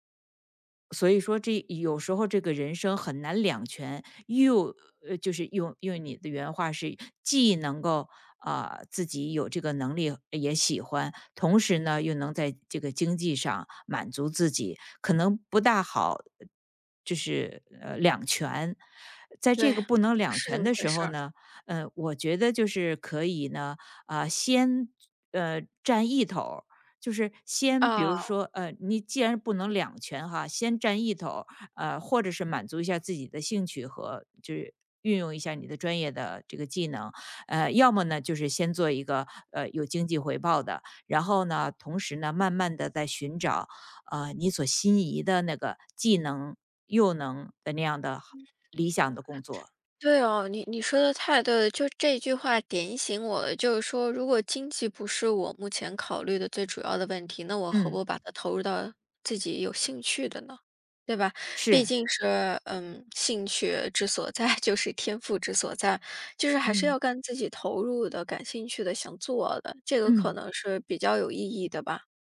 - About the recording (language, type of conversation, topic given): Chinese, advice, 我怎样才能把更多时间投入到更有意义的事情上？
- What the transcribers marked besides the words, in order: unintelligible speech; laughing while speaking: "所在"